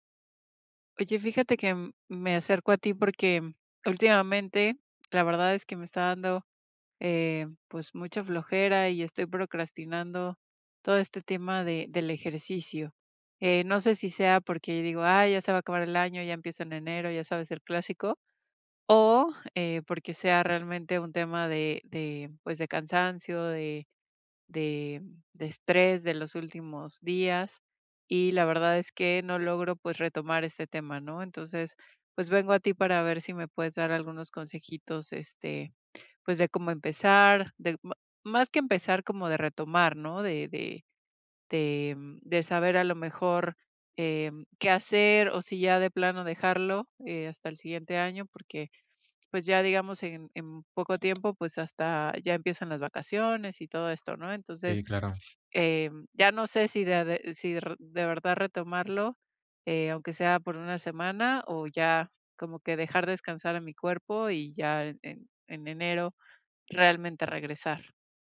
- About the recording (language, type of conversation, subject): Spanish, advice, ¿Cómo puedo superar el miedo y la procrastinación para empezar a hacer ejercicio?
- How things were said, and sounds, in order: tapping